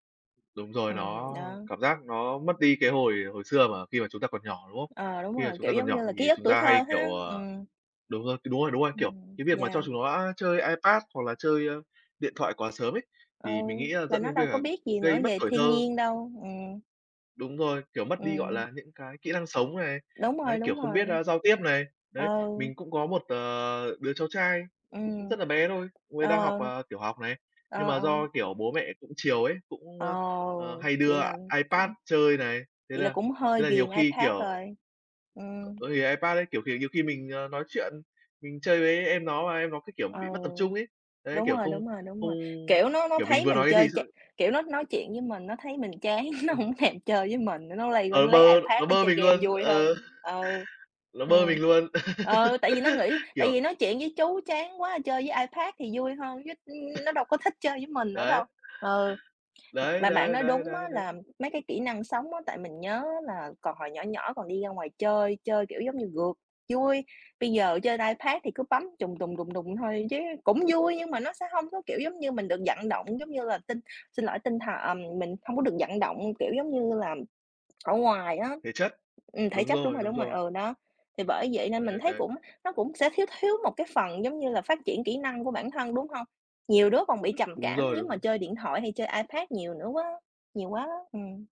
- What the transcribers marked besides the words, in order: tapping; other background noise; unintelligible speech; laugh; laugh; other noise
- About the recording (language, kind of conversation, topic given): Vietnamese, unstructured, Bạn nghĩ sao về việc dùng điện thoại quá nhiều mỗi ngày?